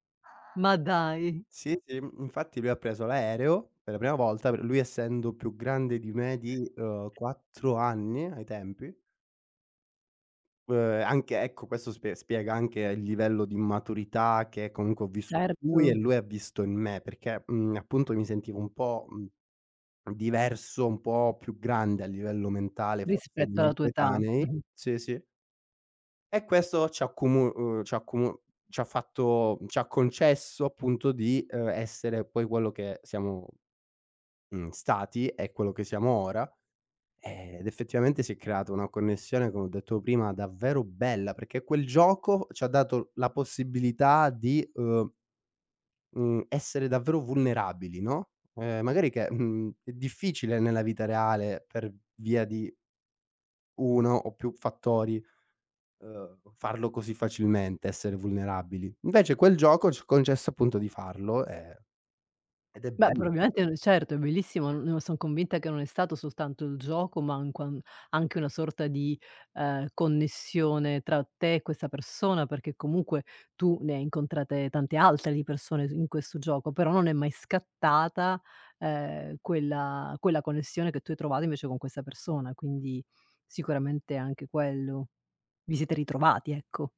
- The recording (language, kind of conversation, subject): Italian, podcast, In che occasione una persona sconosciuta ti ha aiutato?
- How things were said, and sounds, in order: other background noise; unintelligible speech; unintelligible speech